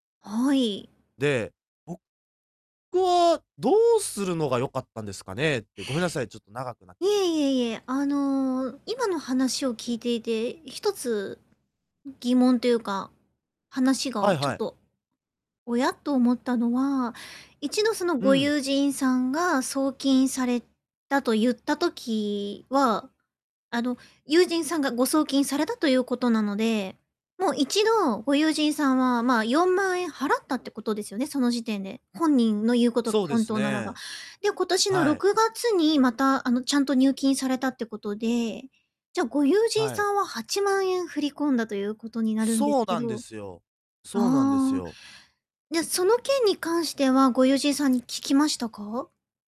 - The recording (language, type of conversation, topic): Japanese, advice, 友人に貸したお金を返してもらうには、どのように返済をお願いすればよいですか？
- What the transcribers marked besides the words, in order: distorted speech; static; other background noise